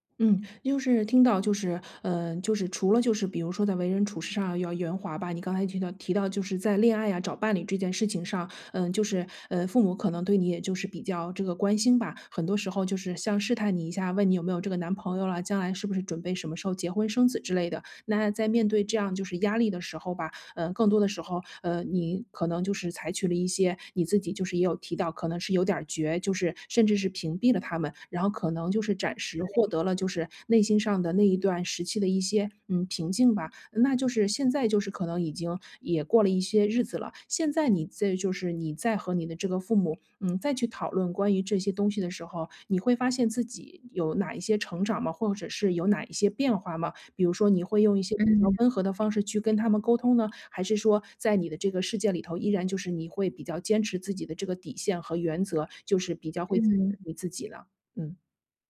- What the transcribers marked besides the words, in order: other background noise; "暂时" said as "盏时"
- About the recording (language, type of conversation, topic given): Chinese, podcast, 你平时如何在回应别人的期待和坚持自己的愿望之间找到平衡？